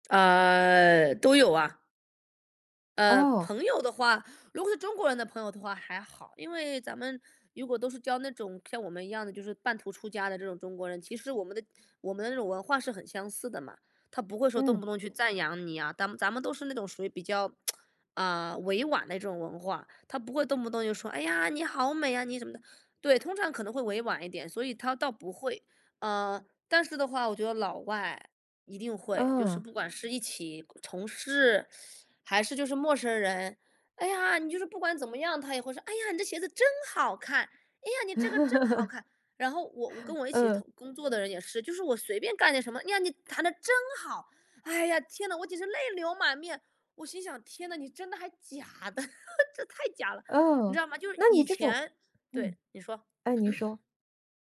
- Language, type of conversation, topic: Chinese, advice, 为什么我收到赞美时很难接受，总觉得对方只是客套？
- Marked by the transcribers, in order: tsk; teeth sucking; put-on voice: "哎呀，你这鞋子真好看，哎呀，你这个真好看"; laugh; laugh; throat clearing